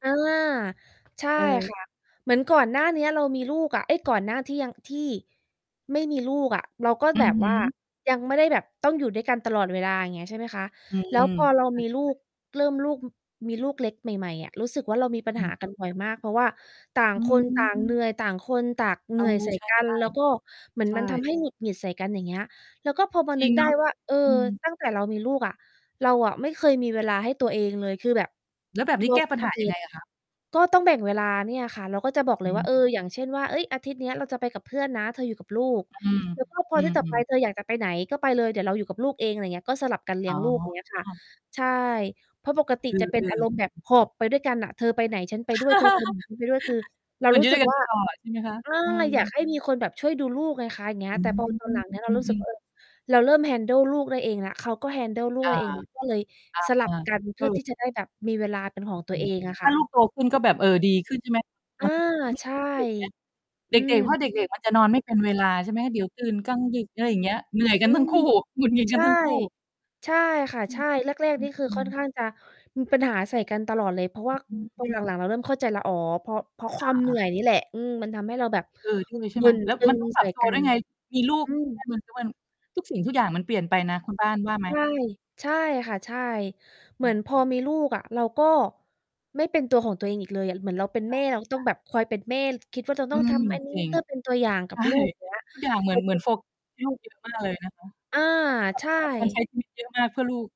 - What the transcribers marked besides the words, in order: tapping; distorted speech; mechanical hum; tsk; in English: "สเปซ"; static; laugh; in English: "handle"; in English: "handle"; laughing while speaking: "ใช่"
- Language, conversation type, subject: Thai, unstructured, อะไรคือสิ่งที่สำคัญที่สุดในความสัมพันธ์ระยะยาว?